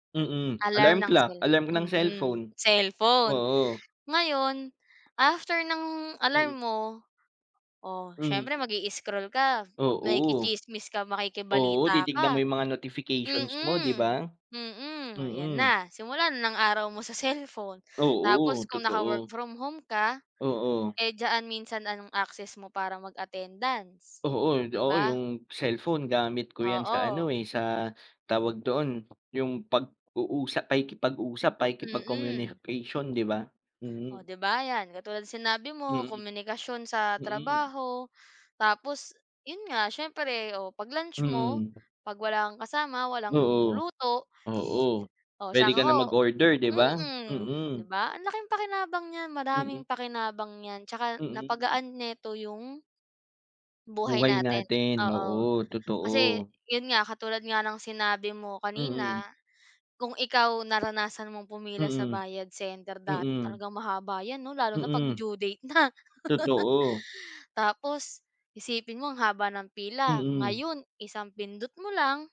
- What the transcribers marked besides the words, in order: sniff; tapping; laugh
- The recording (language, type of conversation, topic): Filipino, unstructured, Ano ang paborito mong kagamitang nagpapasaya sa iyo?